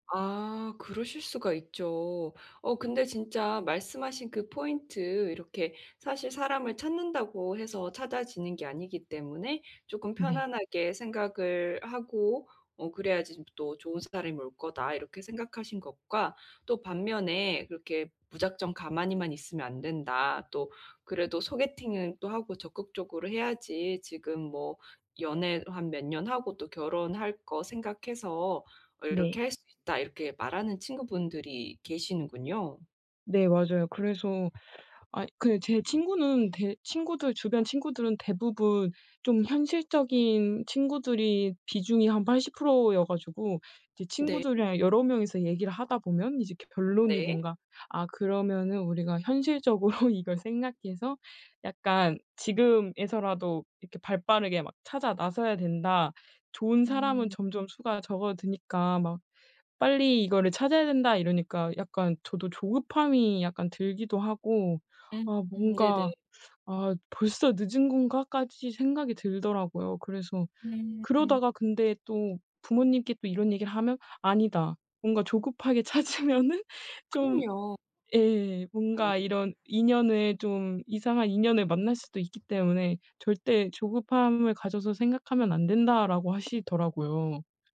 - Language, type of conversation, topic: Korean, advice, 또래와 비교해서 불안할 때 마음을 안정시키는 방법은 무엇인가요?
- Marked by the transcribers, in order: laughing while speaking: "현실적으로"; teeth sucking; laughing while speaking: "찾으면은"; unintelligible speech; other background noise